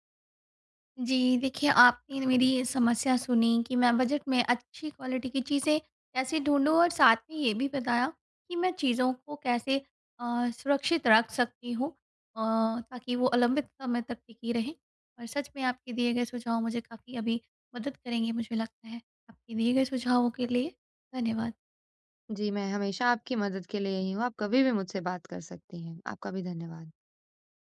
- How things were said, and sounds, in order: in English: "बजट"; in English: "क्वालिटी"
- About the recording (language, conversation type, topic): Hindi, advice, बजट में अच्छी गुणवत्ता वाली चीज़ें कैसे ढूँढूँ?